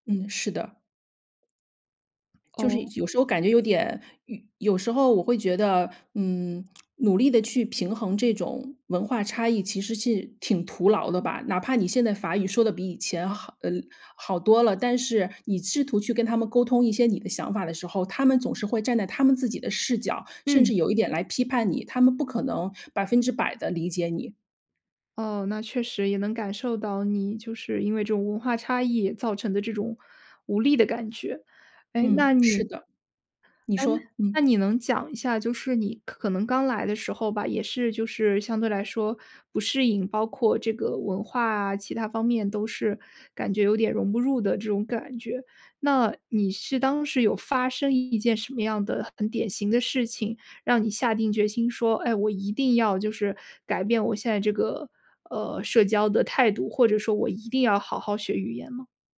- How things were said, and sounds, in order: other background noise; tongue click
- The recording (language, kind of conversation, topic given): Chinese, podcast, 你如何在适应新文化的同时保持自我？